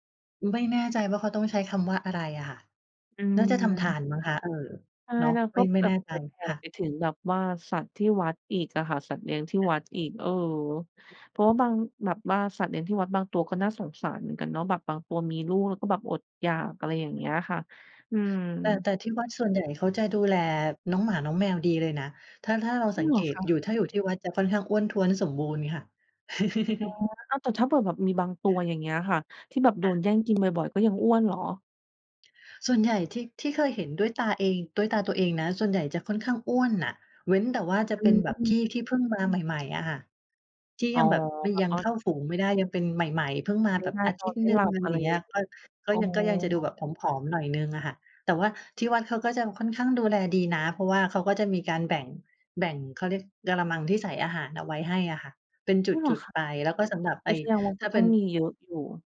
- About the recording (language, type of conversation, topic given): Thai, podcast, คุณเคยทำบุญด้วยการถวายอาหาร หรือร่วมงานบุญที่มีการจัดสำรับอาหารบ้างไหม?
- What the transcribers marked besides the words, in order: other background noise; surprised: "จริงเหรอคะ ?"; chuckle; tapping; surprised: "อ๋อ เหรอคะ ?"